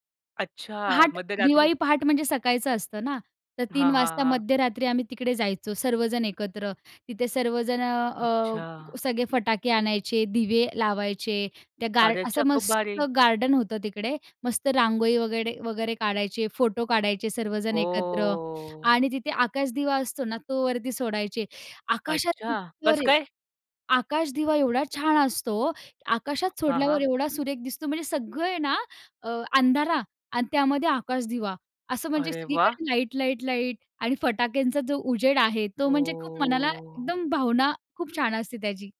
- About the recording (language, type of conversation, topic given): Marathi, podcast, तुमचे सण साजरे करण्याची खास पद्धत काय होती?
- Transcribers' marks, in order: tapping; drawn out: "ओह"; background speech; "अंधार" said as "अंधारा"; drawn out: "ओह!"; other background noise